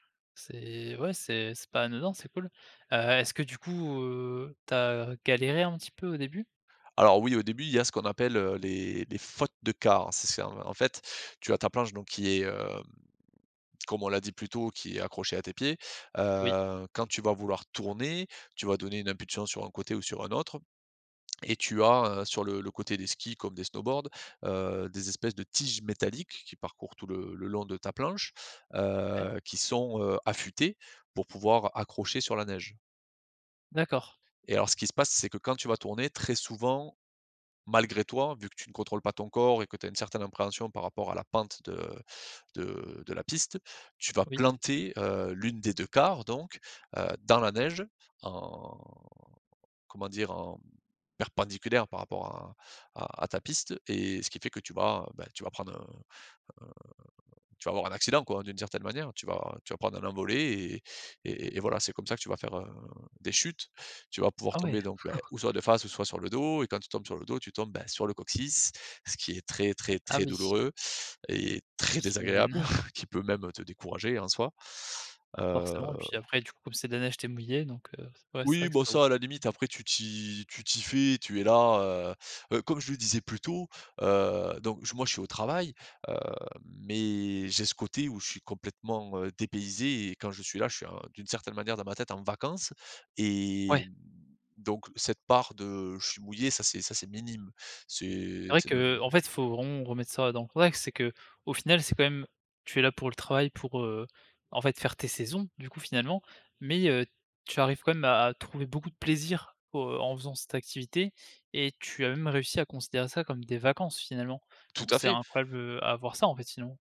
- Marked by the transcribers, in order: stressed: "fautes"; drawn out: "hem"; stressed: "planter"; drawn out: "un"; chuckle; chuckle; stressed: "très"; chuckle; stressed: "vacances"; stressed: "saisons"; stressed: "plaisir"; stressed: "vacances"
- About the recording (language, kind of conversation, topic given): French, podcast, Quel est ton meilleur souvenir de voyage ?